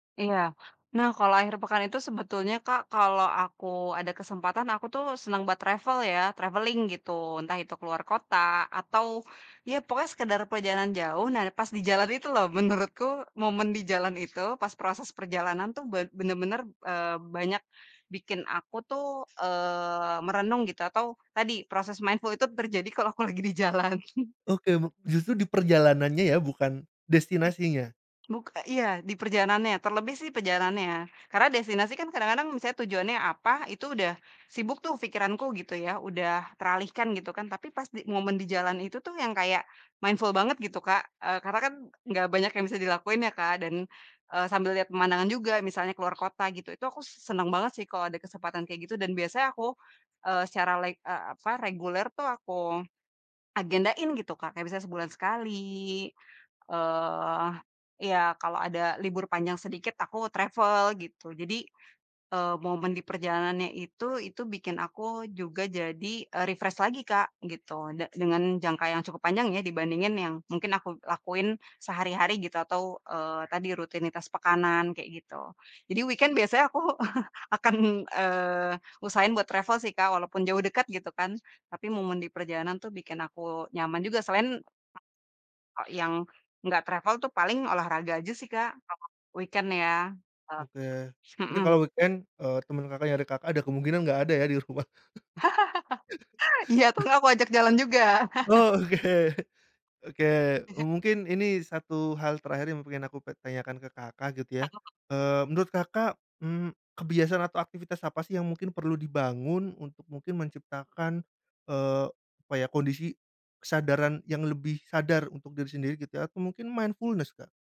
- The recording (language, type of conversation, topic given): Indonesian, podcast, Apa rutinitas kecil yang membuat kamu lebih sadar diri setiap hari?
- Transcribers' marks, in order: in English: "travel"; in English: "traveling"; other background noise; in English: "mindful"; laughing while speaking: "di jalan"; chuckle; other noise; in English: "mindful"; tapping; in English: "travel"; in English: "refresh"; in English: "weekend"; laughing while speaking: "aku akan"; in English: "travel"; in English: "travel"; unintelligible speech; in English: "weekend"; in English: "weekend"; laugh; laughing while speaking: "Oke"; laugh; chuckle; unintelligible speech; in English: "mindfulness"